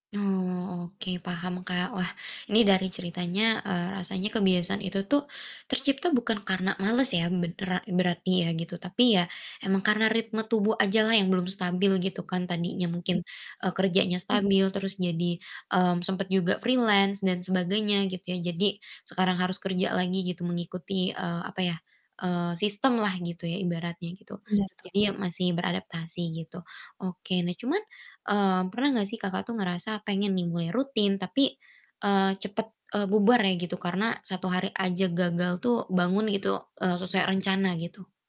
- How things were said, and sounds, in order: static; unintelligible speech; other background noise; distorted speech; in English: "freelance"
- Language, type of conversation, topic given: Indonesian, advice, Bagaimana cara mengatasi kebiasaan menunda bangun yang membuat rutinitas pagi saya terganggu?